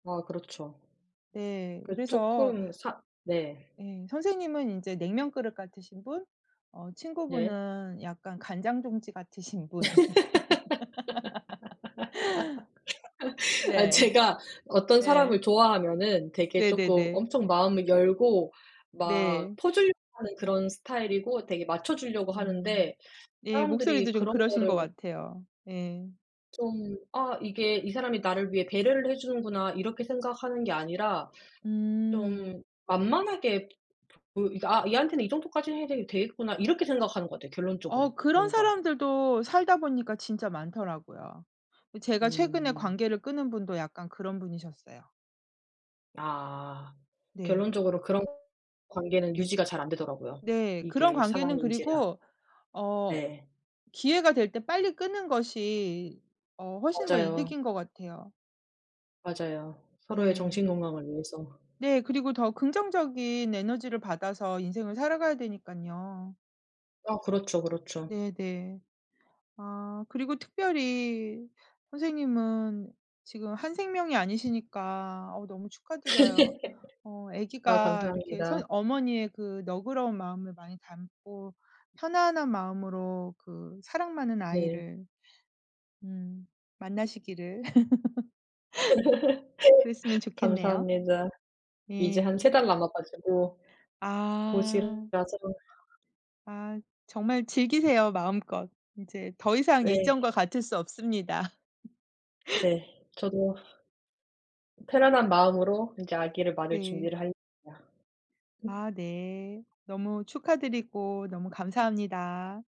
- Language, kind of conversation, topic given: Korean, unstructured, 친구에게 배신당한 경험이 있나요?
- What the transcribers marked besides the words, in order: tapping; laugh; laughing while speaking: "아 제가"; laugh; other background noise; laugh; laugh; unintelligible speech; laughing while speaking: "없습니다"